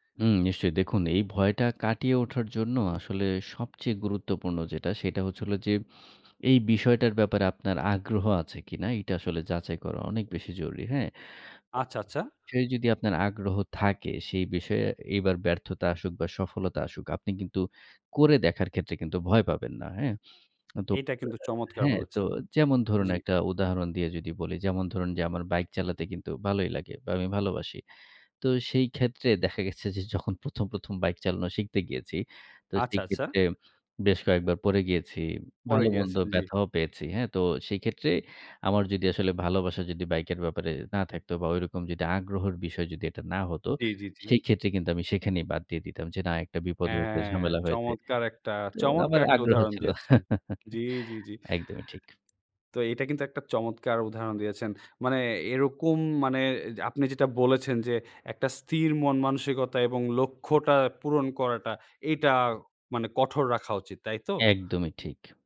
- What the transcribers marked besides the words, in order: other background noise; lip smack; tapping; chuckle
- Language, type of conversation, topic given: Bengali, podcast, একটি ব্যর্থতা থেকে ঘুরে দাঁড়াতে প্রথম ছোট পদক্ষেপটি কী হওয়া উচিত?